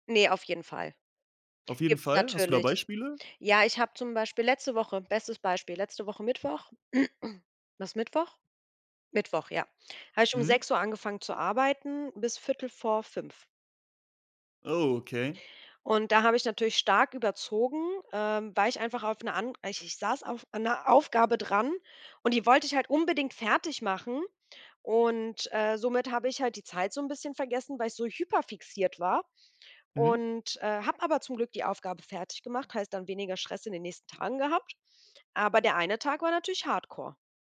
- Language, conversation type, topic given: German, podcast, Wie findest du die Balance zwischen Arbeit und Freizeit?
- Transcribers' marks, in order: other background noise; throat clearing